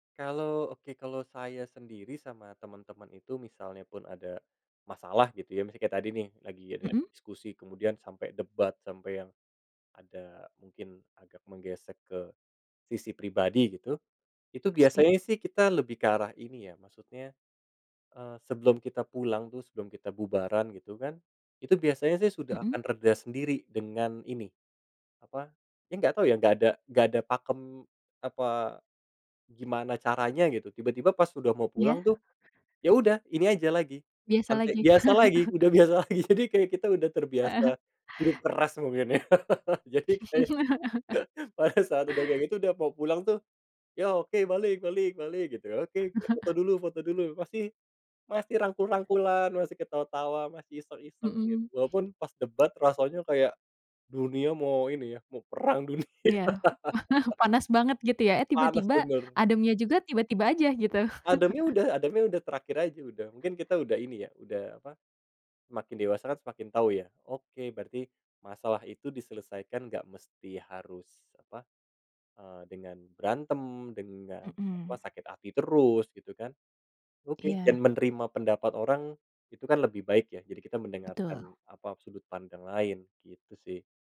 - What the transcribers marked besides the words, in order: unintelligible speech; other background noise; unintelligible speech; laughing while speaking: "udah biasa lagi"; laugh; laughing while speaking: "Heeh"; laugh; laughing while speaking: "Jadi kayak"; laugh; chuckle; tapping; chuckle; laughing while speaking: "perang dunia"; laugh; laugh
- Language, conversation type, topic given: Indonesian, podcast, Bagaimana peran teman atau keluarga saat kamu sedang stres?